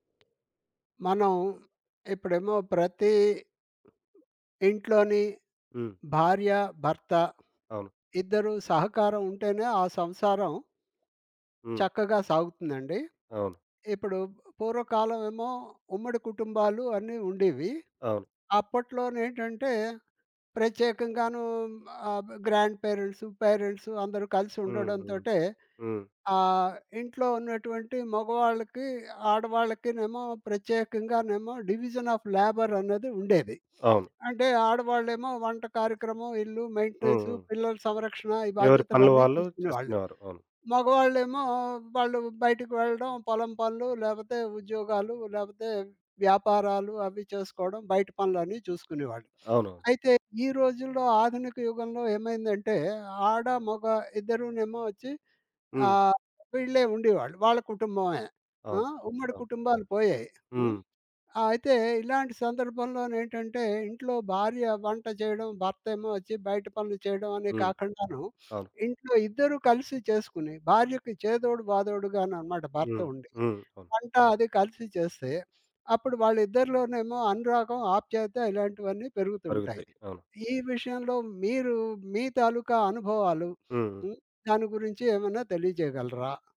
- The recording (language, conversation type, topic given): Telugu, podcast, వంటను కలిసి చేయడం మీ ఇంటికి ఎలాంటి ఆత్మీయ వాతావరణాన్ని తెస్తుంది?
- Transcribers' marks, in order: tapping; other background noise; in English: "గ్రాండ్ పేరెంట్స్, పేరెంట్స్"; in English: "డివిజన్ ఆఫ్ లేబర్"; sniff; sniff; sniff